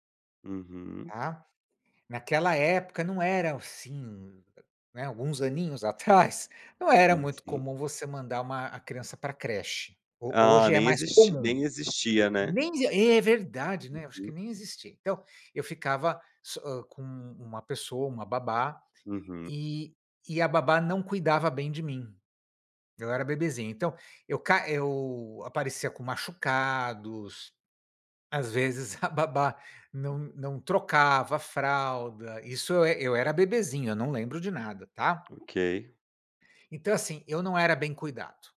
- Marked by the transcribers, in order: laughing while speaking: "atrás"
- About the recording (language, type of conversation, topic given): Portuguese, podcast, O que muda na convivência quando avós passam a viver com filhos e netos?